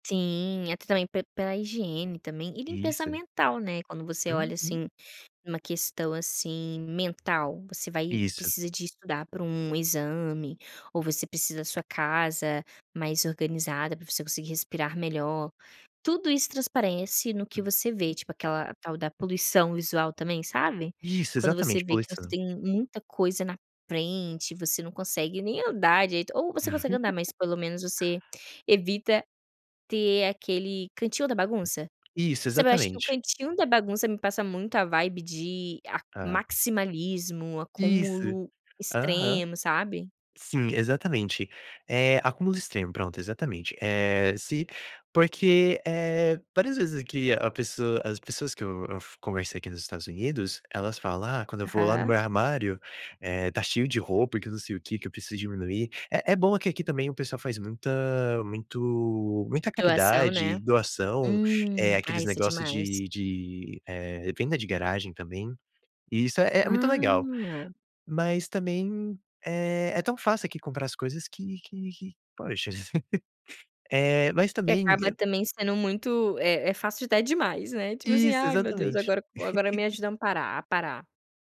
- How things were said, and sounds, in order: tapping; unintelligible speech; other background noise; laugh; in English: "vibe"; laugh; unintelligible speech; laugh
- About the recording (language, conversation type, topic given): Portuguese, podcast, Como o minimalismo impacta a sua autoestima?